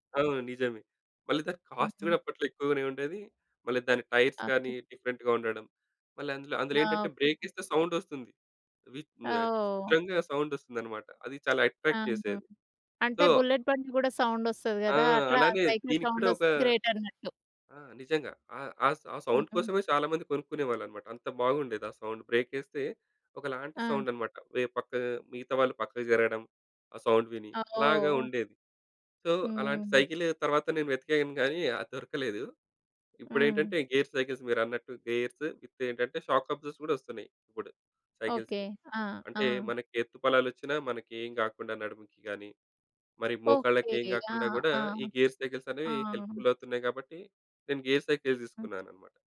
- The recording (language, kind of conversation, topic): Telugu, podcast, పెద్దయ్యాక కూడా మీరు కొనసాగిస్తున్న చిన్ననాటి హాబీ ఏది?
- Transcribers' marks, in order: in English: "కాస్ట్"; in English: "టైర్స్‌గాని డిఫరెంట్‌గా"; in English: "అట్రాక్ట్"; in English: "సో"; in English: "సౌండ్"; in English: "సైకిల్"; in English: "సౌండ్"; in English: "సౌండ్"; in English: "సౌండ్"; in English: "సో"; in English: "గేర్ సైకిల్స్"; in English: "గేర్స్ విత్"; in English: "షాక్ అబ్జార్బస్"; in English: "గేర్"; in English: "హెల్ప్‌ఫుల్"; in English: "గేర్"